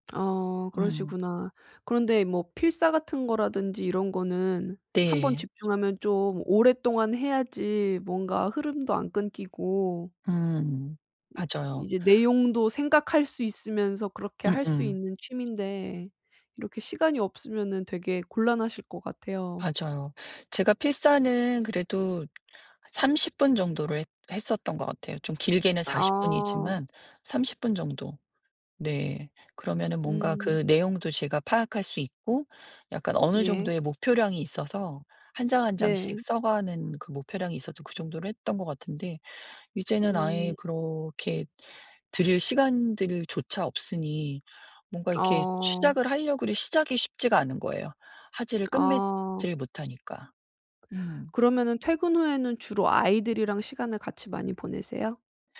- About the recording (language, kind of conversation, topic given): Korean, advice, 취미를 시작해도 오래 유지하지 못하는데, 어떻게 하면 꾸준히 할 수 있을까요?
- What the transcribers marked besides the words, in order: other background noise; tapping